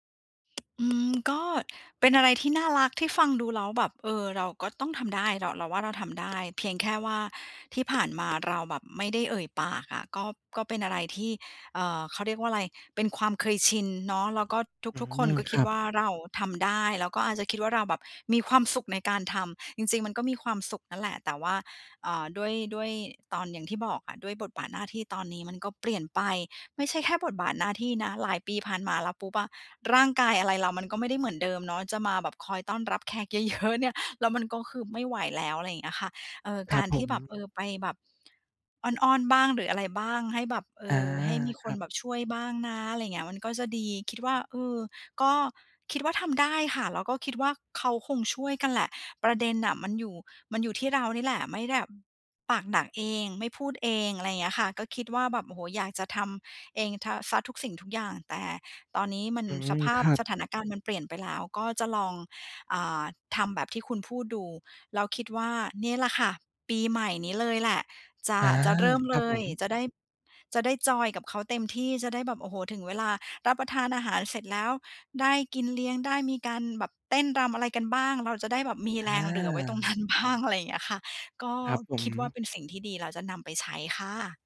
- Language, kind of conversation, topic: Thai, advice, คุณรู้สึกกดดันช่วงเทศกาลและวันหยุดเวลาต้องไปงานเลี้ยงกับเพื่อนและครอบครัวหรือไม่?
- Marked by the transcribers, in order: tapping; other background noise; laughing while speaking: "เยอะ ๆ"; laughing while speaking: "นั้นบ้าง"